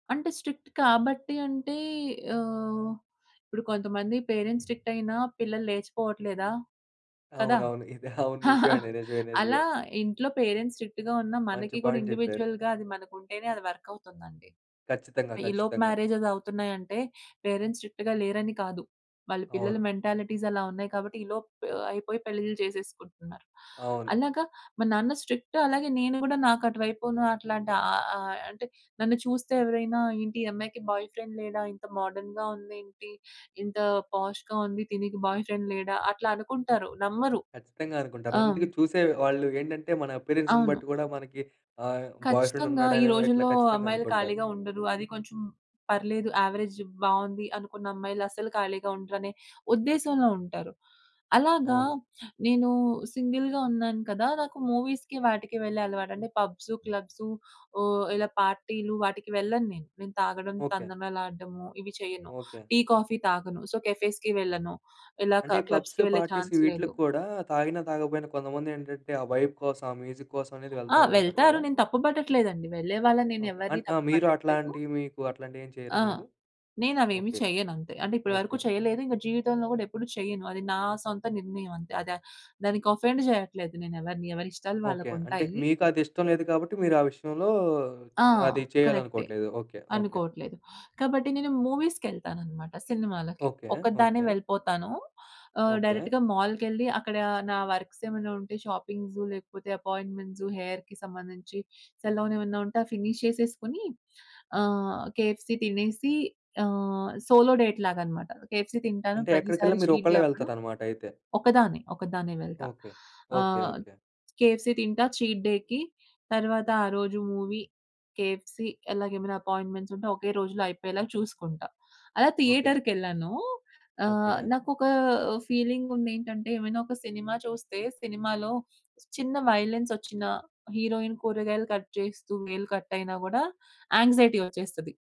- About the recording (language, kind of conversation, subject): Telugu, podcast, కొత్త వ్యక్తితో స్నేహం ఎలా మొదలుపెడతారు?
- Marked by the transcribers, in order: in English: "స్ట్రిక్ట్"; in English: "పేరెంట్స్ స్ట్రిక్ట్"; chuckle; in English: "పేరెంట్స్ స్ట్రిక్ట్‌గా"; giggle; in English: "ఇండివిడ్యుయల్‌గా"; in English: "పాయింట్"; other background noise; in English: "పేరెంట్స్ స్ట్రిక్ట్‌గా"; in English: "మెంటాలిటీస్"; in English: "స్ట్రిక్ట్"; tapping; in English: "బాయ్ ఫ్రెండ్"; in English: "మోడర్న్‌గా"; in English: "పోష్‌గా"; in English: "బాయ్ ఫ్రెండ్"; in English: "అప్పియరెన్స్‌ని"; in English: "బాయ్ ఫ్రెండ్"; in English: "యావరేజ్"; in English: "సింగిల్‌గా"; in English: "మూవీస్‌కి"; in English: "పబ్స్, క్లబ్స్"; in English: "సో, కెఫేస్‌కి"; in English: "క క్లబ్స్‌కి"; horn; in English: "పబ్స్, పార్టీస్"; in English: "ఛాన్స్"; in English: "వైబ్"; in English: "మ్యూజిక్"; in English: "అఫెండ్"; in English: "మూవీస్‌కెళ్తాననమాట"; in English: "డైరెక్ట్‌గా మాల్‌కెళ్ళి"; in English: "షాపింగ్స్"; in English: "అపాయింట్మెంట్స్ హెయిర్‌కి"; in English: "ఫినీష్"; in English: "కేఎఫ్‌సీ"; in English: "సోలో డేట్"; in English: "కేఎఫ్‌సీ"; in English: "చీట్ డే"; in English: "కేఎఫ్‌సీ"; in English: "చీట్ డే‌కి"; in English: "మూవీ, కేఎఫ్‌సీ"; in English: "అపాయింట్మెంట్స్"; in English: "థియేటర్‌కెళ్ళానూ"; in English: "హీరోయిన్"; in English: "కట్"; in English: "యాంక్సైటీ"